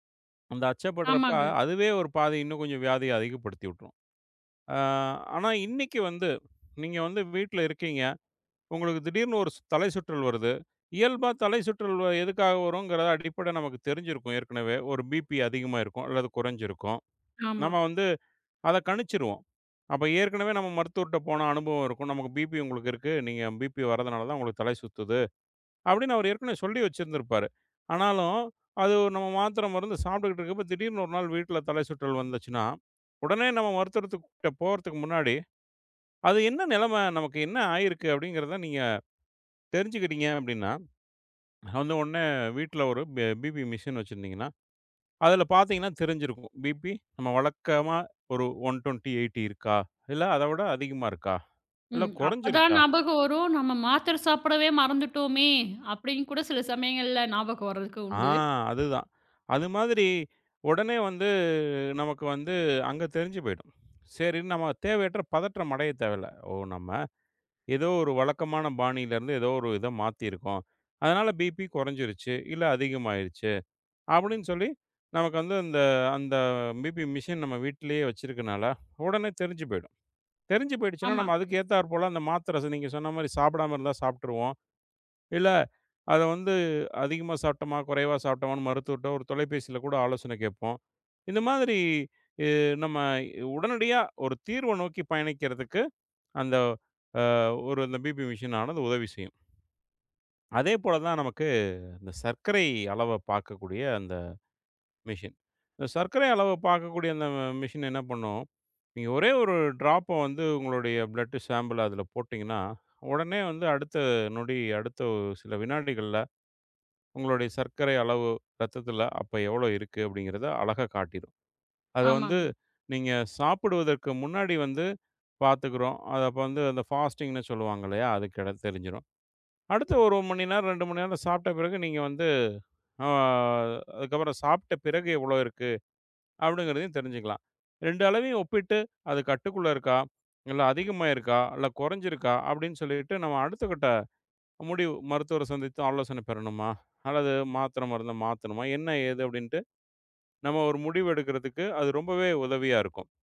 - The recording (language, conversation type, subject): Tamil, podcast, உடல்நலம் மற்றும் ஆரோக்கியக் கண்காணிப்பு கருவிகள் எதிர்காலத்தில் நமக்கு என்ன தரும்?
- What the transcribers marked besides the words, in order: other background noise; in English: "பிபி"; in English: "பிபி"; "மருத்துவர்கிட்ட" said as "மருத்துரர்ட்ட"; swallow; in English: "பிபி மிஷின்"; in English: "பிபி"; in English: "ஒன் டுவென்டி எயிட்டி"; background speech; in English: "பிபி"; in English: "பிபி மெஷின்"; in English: "பிபி மிஷின்னானது"; in English: "டிராப்ப"; in English: "பிளட் சாம்பிள்"; in English: "பாஸ்ட்டீங்ன்னு"; drawn out: "ஆ"